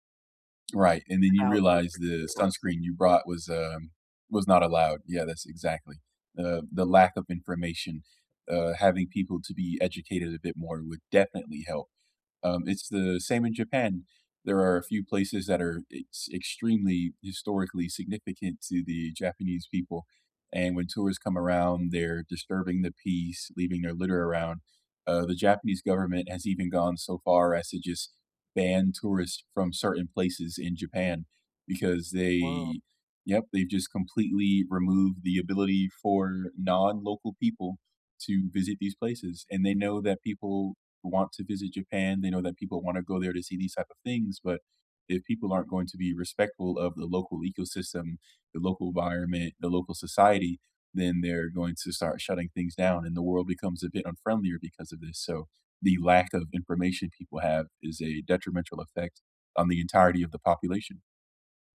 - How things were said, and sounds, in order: other background noise
- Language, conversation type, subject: English, unstructured, What do you think about tourists who litter or damage places?
- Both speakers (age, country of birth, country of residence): 25-29, United States, United States; 30-34, United States, United States